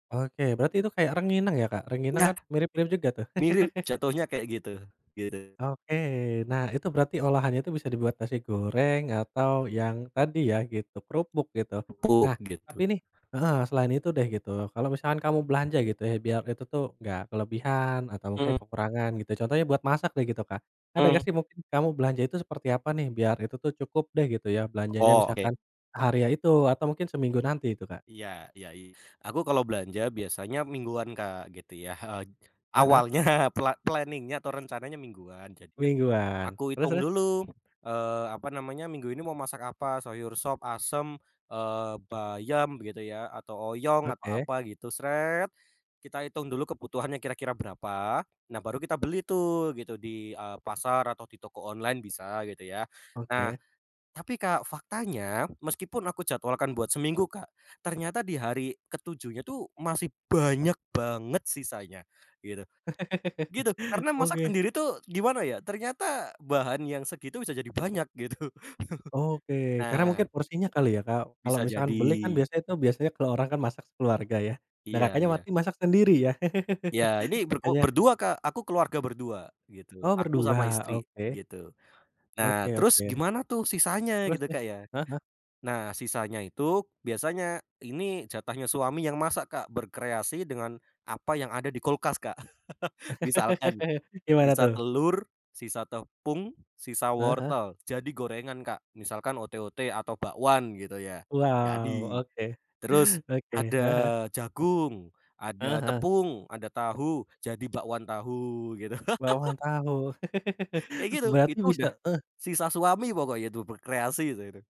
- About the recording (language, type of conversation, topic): Indonesian, podcast, Bagaimana cara Anda mengurangi makanan yang terbuang di rumah?
- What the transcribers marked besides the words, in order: chuckle; other background noise; "hari" said as "haria"; chuckle; in English: "planning-nya"; other noise; stressed: "banyak banget"; chuckle; chuckle; tapping; chuckle; chuckle; laugh; chuckle